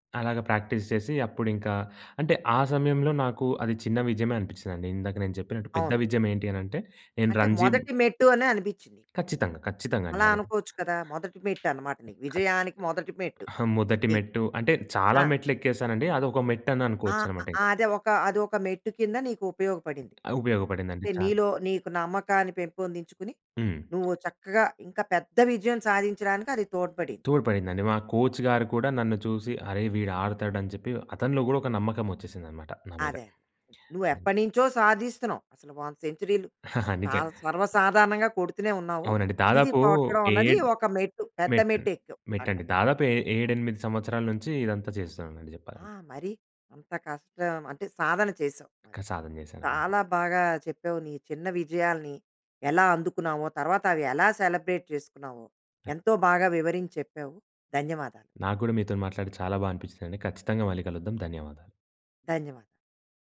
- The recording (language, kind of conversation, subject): Telugu, podcast, చిన్న విజయాలను నువ్వు ఎలా జరుపుకుంటావు?
- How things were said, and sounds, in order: in English: "ప్రాక్టీస్"; tapping; other background noise; chuckle; in English: "సెలబ్రేట్"